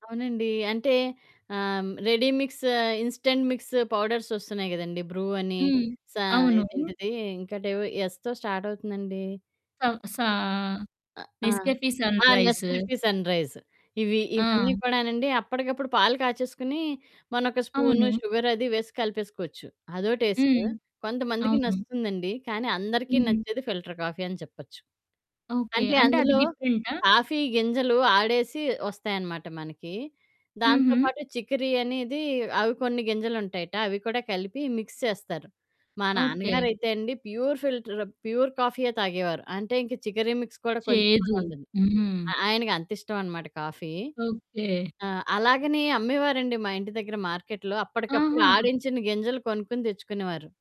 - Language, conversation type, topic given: Telugu, podcast, పని ముగిసిన తర్వాత మీరు ఎలా విశ్రాంతి తీసుకుంటారు?
- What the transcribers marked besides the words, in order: in English: "రెడీ మిక్స్ ఇన్‌స్టంట్ మిక్స్ పౌడర్స్"; other background noise; in English: "నెస్కాఫీ సన్‌రైజ్ట"; in English: "నెస్కేఫీ సన్ రైజ్"; in English: "షుగర్"; in English: "ఫిల్టర్ కాఫీ"; in English: "కాఫీ"; in English: "మిక్స్"; in English: "ప్యూర్ ఫిల్టర్ ప్యూర్"; in English: "చికరి మిక్స్"